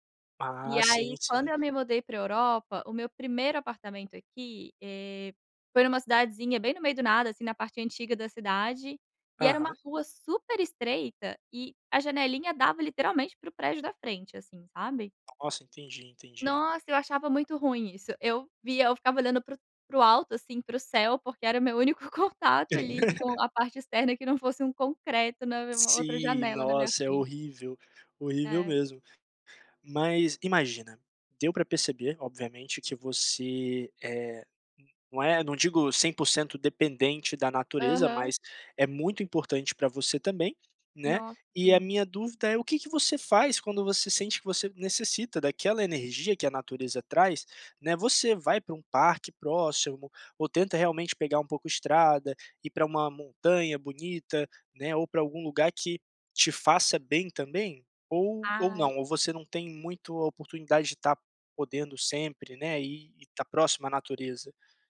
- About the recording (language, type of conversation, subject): Portuguese, podcast, Como você usa a natureza para recarregar o corpo e a mente?
- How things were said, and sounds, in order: laugh